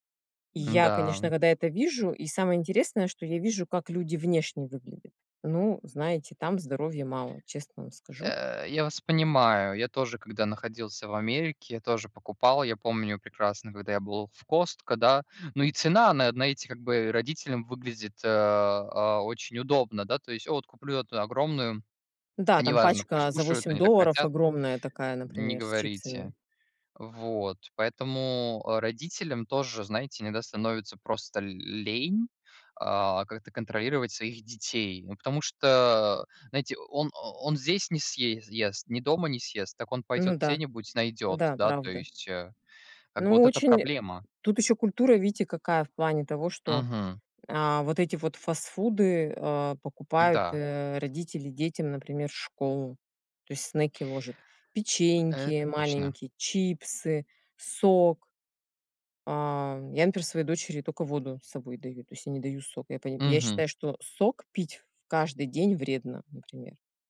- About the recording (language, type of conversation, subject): Russian, unstructured, Какие продукты вы считаете наиболее опасными для детей?
- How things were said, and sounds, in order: tapping